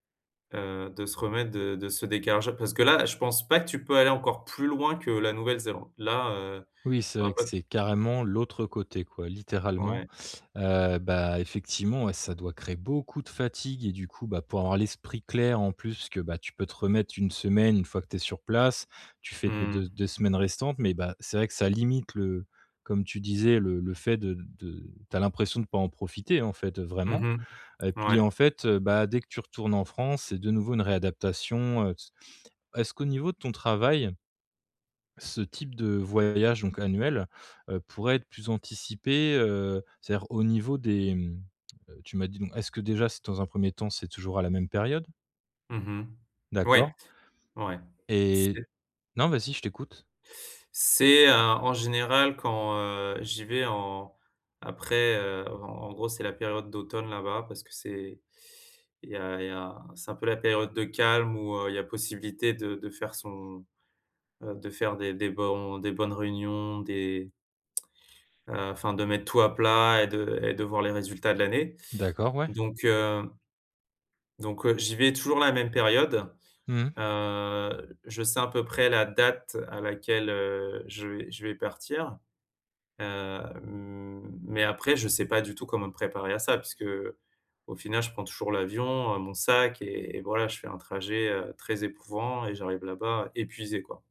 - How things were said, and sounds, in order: stressed: "plus loin"; tapping; tongue click; stressed: "date"; drawn out: "hem"
- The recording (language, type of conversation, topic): French, advice, Comment vivez-vous le décalage horaire après un long voyage ?